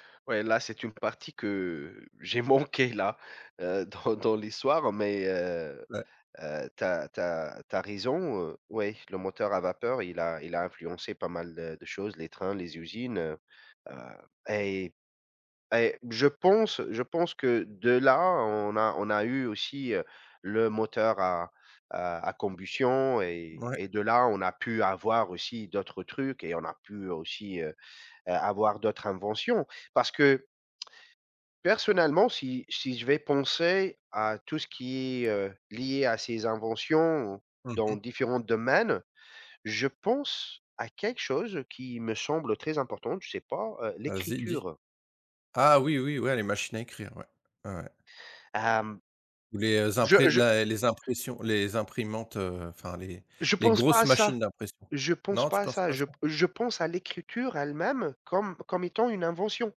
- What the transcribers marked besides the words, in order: laughing while speaking: "j'ai manquée là"
- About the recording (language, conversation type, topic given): French, unstructured, Quelle invention historique te semble la plus importante dans notre vie aujourd’hui ?